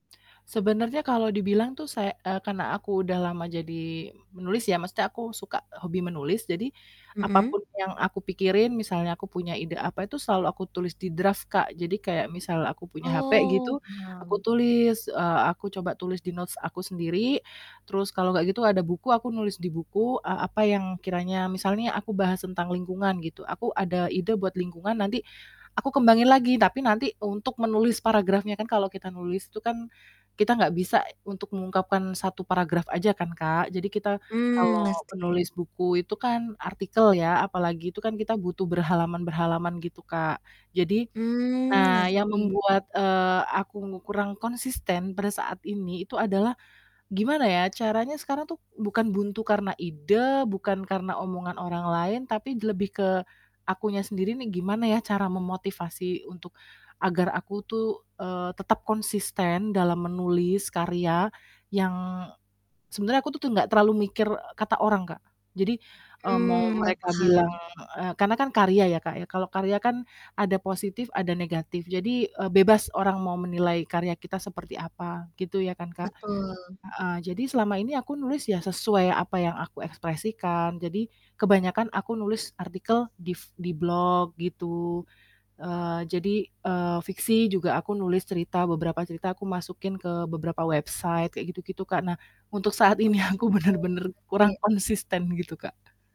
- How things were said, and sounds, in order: static; distorted speech; in English: "di draft"; in English: "notes"; other background noise; in English: "website"; laughing while speaking: "aku bener-bener"
- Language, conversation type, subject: Indonesian, advice, Bagaimana ketakutan bahwa tulisanmu belum cukup bagus membuatmu jadi tidak konsisten menulis?